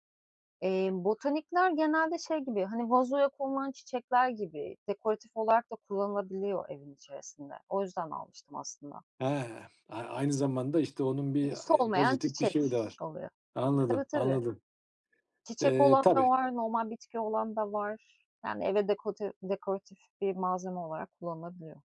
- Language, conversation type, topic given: Turkish, podcast, Bu hobiyi nasıl ve nerede keşfettin?
- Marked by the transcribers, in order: other background noise